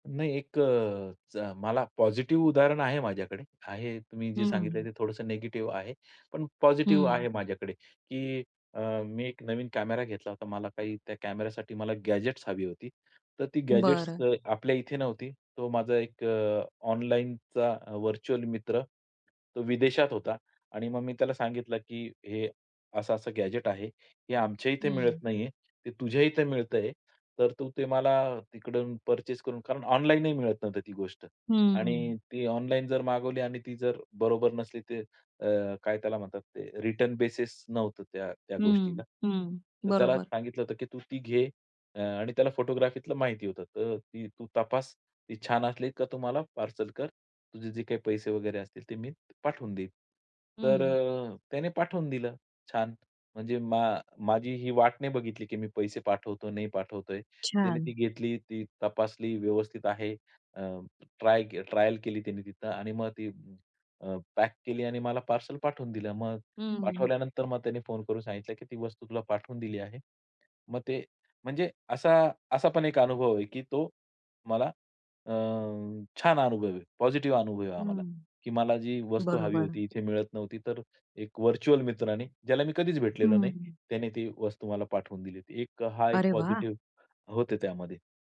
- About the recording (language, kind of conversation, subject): Marathi, podcast, ऑनलाइन आणि प्रत्यक्ष आयुष्यात ओळख निर्माण होण्यातला फरक तुम्हाला कसा जाणवतो?
- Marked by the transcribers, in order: in English: "गॅजेट्स"; in English: "गॅजेट्स"; in English: "व्हर्चुअल"; in English: "गॅजेट"; in English: "रिटर्न बेसिस"; other background noise; in English: "व्हर्चुअल"